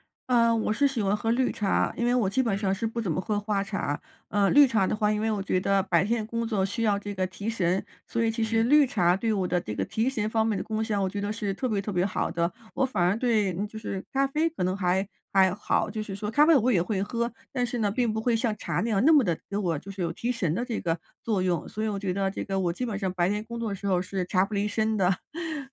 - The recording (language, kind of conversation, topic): Chinese, advice, 咖啡和饮食让我更焦虑，我该怎么调整才能更好地管理压力？
- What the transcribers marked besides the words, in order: laugh